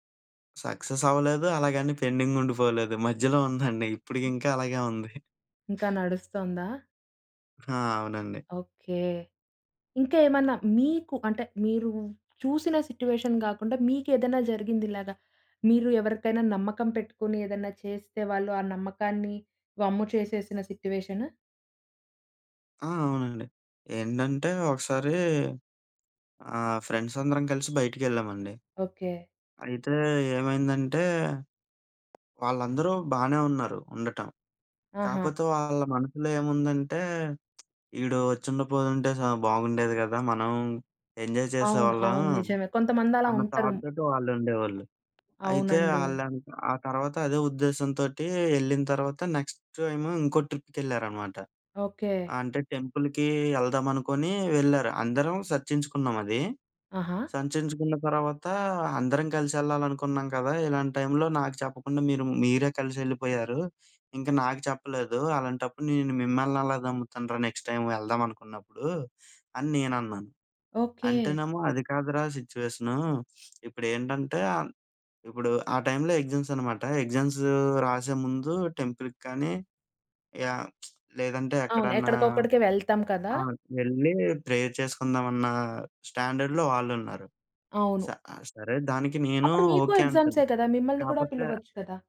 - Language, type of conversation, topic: Telugu, podcast, నమ్మకం పోయిన తర్వాత కూడా మన్నించడం సరైనదా అని మీకు అనిపిస్తుందా?
- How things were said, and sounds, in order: in English: "సక్సెస్"; in English: "పెండింగ్"; other background noise; in English: "సిట్యుయేషన్"; tapping; in English: "ఫ్రెండ్స్"; in English: "ఎంజాయ్"; in English: "థాట్‌తోటి"; in English: "నెక్స్ట్"; in English: "టెంపుల్‌కి"; in English: "నెక్స్ట్ టైమ్"; in English: "ఎగ్జామ్స్"; in English: "ఎగ్జామ్స్"; in English: "టెంపుల్‌కి"; in English: "యా"; tsk; in English: "ప్రేయర్"; in English: "స్టాండర్డ్‌లో"